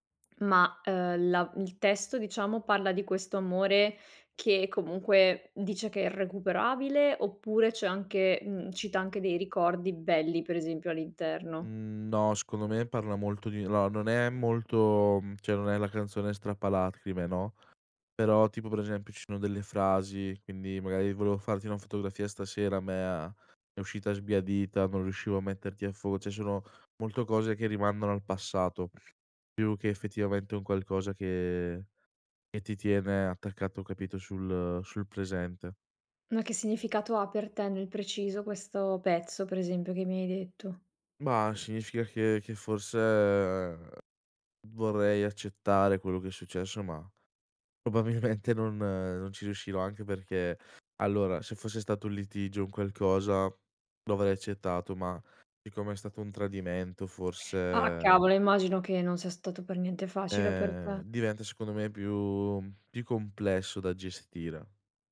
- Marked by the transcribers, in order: "cioè" said as "ceh"; "strappalacrime" said as "strappalatcrime"; "cioè" said as "ceh"; sniff; laughing while speaking: "probabilmente"
- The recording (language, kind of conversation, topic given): Italian, podcast, Qual è la canzone che più ti rappresenta?